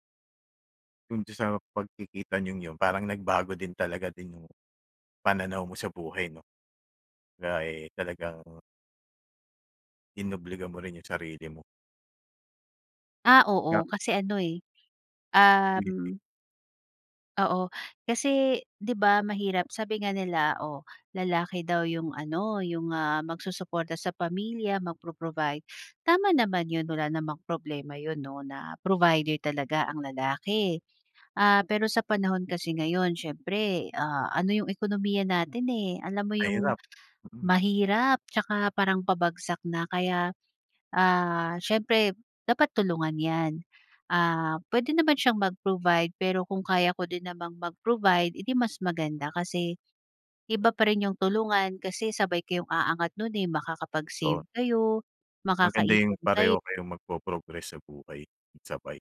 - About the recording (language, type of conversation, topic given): Filipino, podcast, Sino ang bigla mong nakilala na nagbago ng takbo ng buhay mo?
- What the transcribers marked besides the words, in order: unintelligible speech; other noise; unintelligible speech